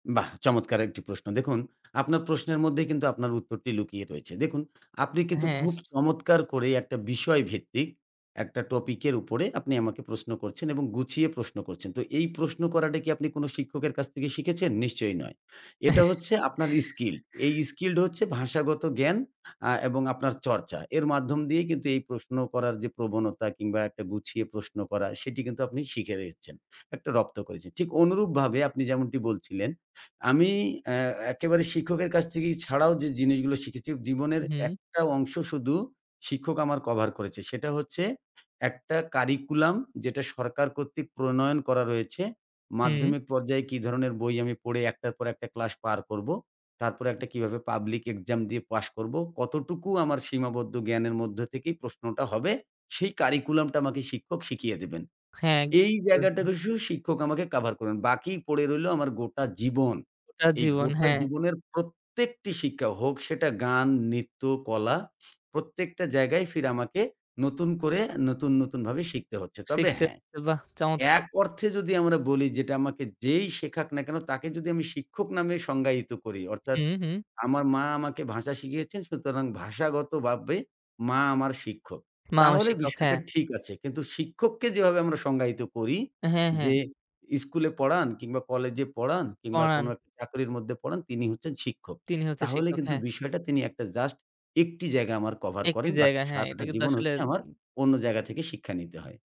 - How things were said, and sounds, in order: chuckle; "স্কিল" said as "স্কিলড"; unintelligible speech; "শুধু" said as "গশু"
- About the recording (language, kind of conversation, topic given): Bengali, podcast, শিক্ষক না থাকলেও কীভাবে নিজে শেখা যায়?